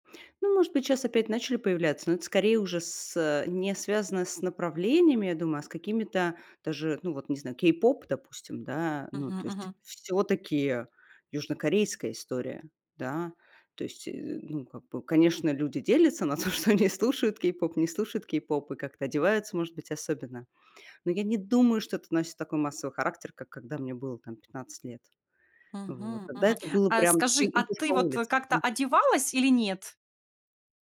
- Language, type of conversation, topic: Russian, podcast, Как за годы изменился твой музыкальный вкус, если честно?
- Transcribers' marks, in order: laughing while speaking: "на то, что они"; tapping